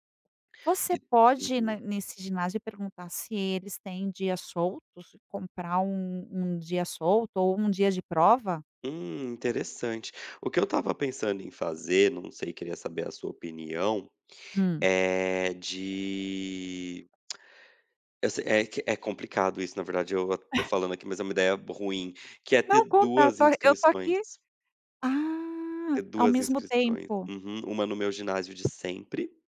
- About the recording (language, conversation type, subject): Portuguese, advice, Como posso lidar com a falta de um parceiro ou grupo de treino, a sensação de solidão e a dificuldade de me manter responsável?
- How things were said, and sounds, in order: drawn out: "de"; tapping; chuckle